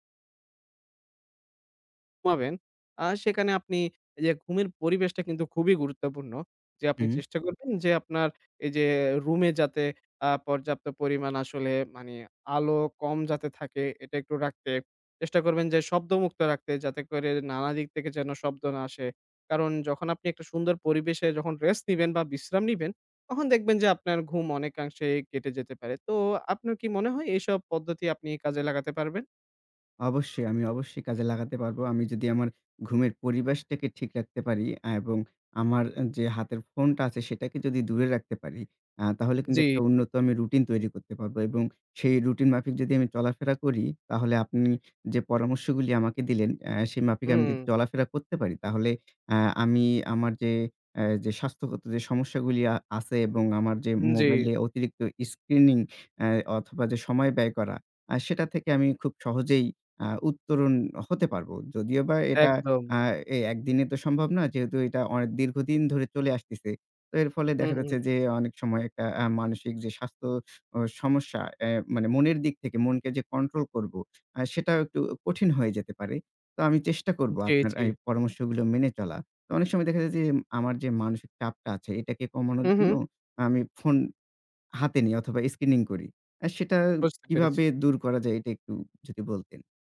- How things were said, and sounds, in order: other background noise; "পরিবেশটাকে" said as "পরিবাশটাকে"
- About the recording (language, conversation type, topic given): Bengali, advice, আপনি কি স্ক্রিনে বেশি সময় কাটানোর কারণে রাতে ঠিকমতো বিশ্রাম নিতে সমস্যায় পড়ছেন?